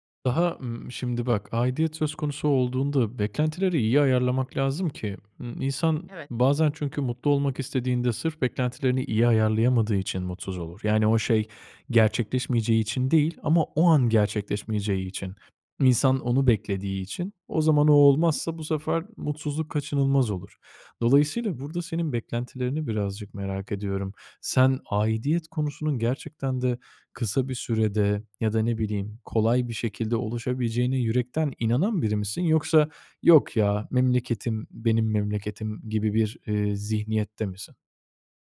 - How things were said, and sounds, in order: other background noise
- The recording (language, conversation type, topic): Turkish, advice, Yeni bir şehre taşınmaya karar verirken nelere dikkat etmeliyim?